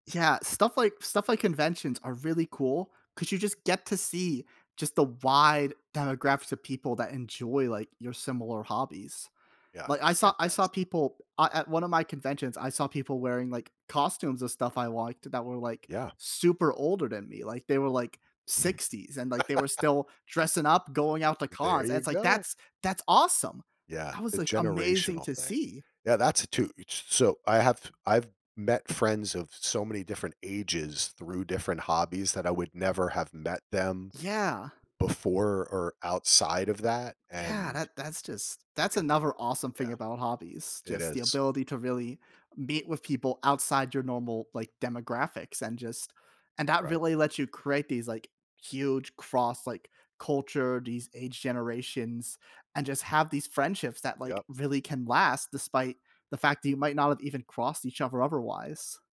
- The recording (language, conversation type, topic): English, unstructured, How does sharing a hobby with friends change the experience?
- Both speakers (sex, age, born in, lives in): male, 25-29, United States, United States; male, 50-54, United States, United States
- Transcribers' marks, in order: other background noise; tapping; chuckle